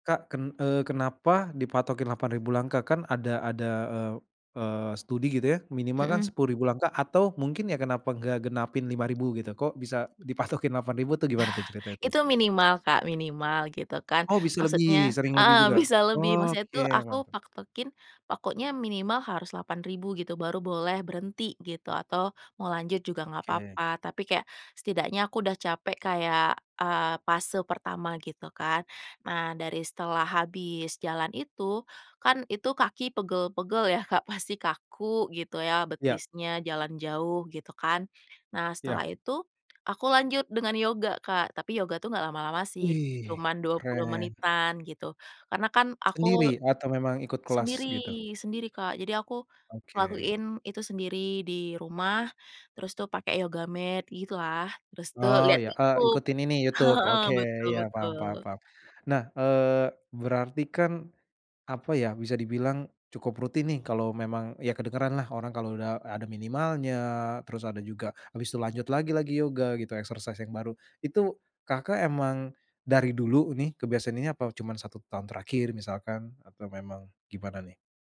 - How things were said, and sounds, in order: laughing while speaking: "dipatokin"; chuckle; laughing while speaking: "bisa"; "patokin" said as "paktokin"; "pokoknya" said as "pakonya"; in English: "yoga mat"; laughing while speaking: "heeh"; in English: "exercise"
- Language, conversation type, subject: Indonesian, podcast, Bagaimana cara kamu tetap disiplin berolahraga setiap minggu?